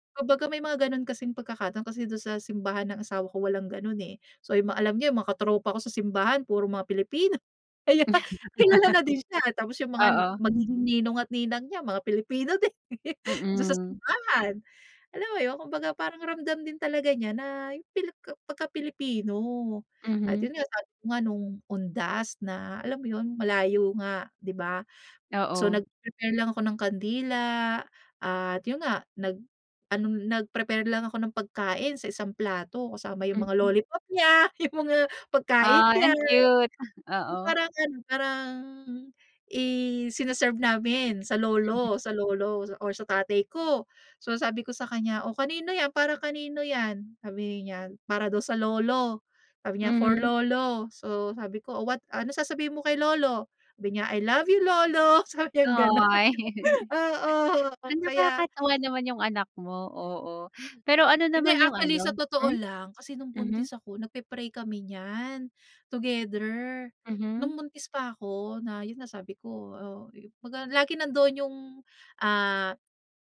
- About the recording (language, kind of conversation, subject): Filipino, podcast, Paano mo napapanatili ang mga tradisyon ng pamilya kapag nasa ibang bansa ka?
- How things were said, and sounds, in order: laugh; laughing while speaking: "Kaya"; laughing while speaking: "din"; laugh; chuckle; laughing while speaking: "yung mga"; drawn out: "parang"; laugh; laughing while speaking: "sabi niyang gano'n"